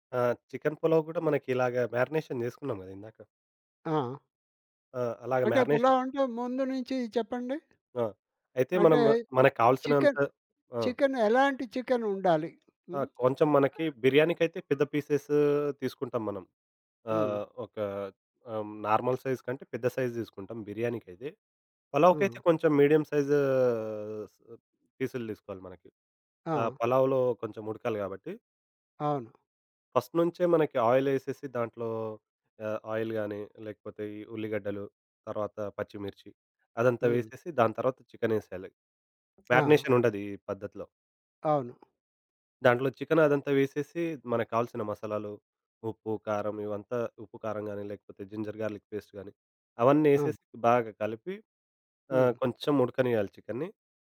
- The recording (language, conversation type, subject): Telugu, podcast, వంటను కలిసి చేయడం మీ ఇంటికి ఎలాంటి ఆత్మీయ వాతావరణాన్ని తెస్తుంది?
- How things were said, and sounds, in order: in English: "మ్యారినేషన్"; in English: "మ్యార్నేషన్"; other background noise; in English: "నార్మల్ సైజ్"; in English: "సైజ్"; in English: "మీడియం సైజ్"; tapping; in English: "ఫస్ట్"; in English: "ఆయిల్"; in English: "మ్యారినేషన్"; in English: "జింజర్ గా‌ర్లిక్ పేస్ట్"